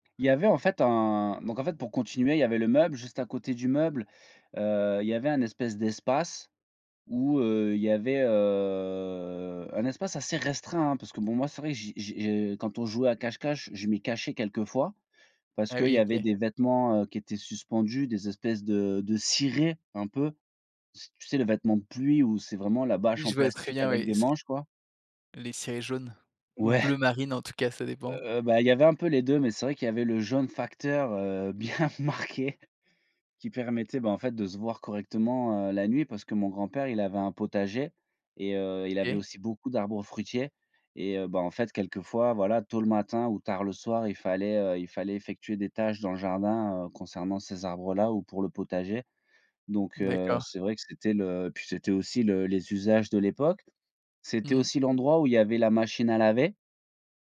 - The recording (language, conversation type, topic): French, podcast, Quel souvenir gardes-tu d’un repas partagé en famille ?
- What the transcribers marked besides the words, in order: other background noise; drawn out: "heu"; stressed: "cirés"; laughing while speaking: "bien marqué"